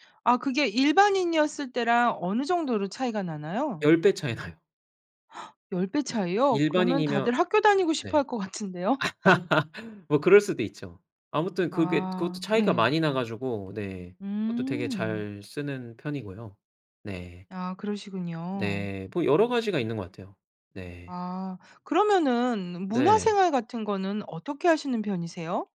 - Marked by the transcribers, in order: laughing while speaking: "나요"; gasp; laugh; laughing while speaking: "같은데요"; laugh
- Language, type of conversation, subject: Korean, podcast, 생활비를 절약하는 습관에는 어떤 것들이 있나요?